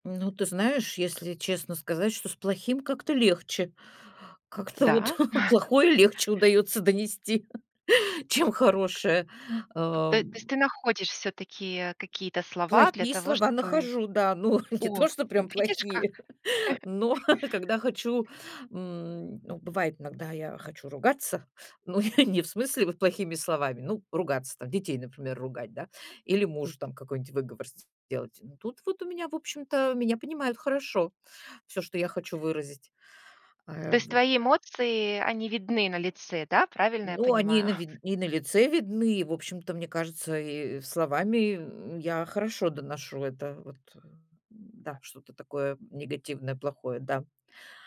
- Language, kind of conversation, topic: Russian, advice, Почему мне трудно выразить свои чувства словами?
- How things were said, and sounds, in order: chuckle; laugh; tapping; laugh; laugh; chuckle; chuckle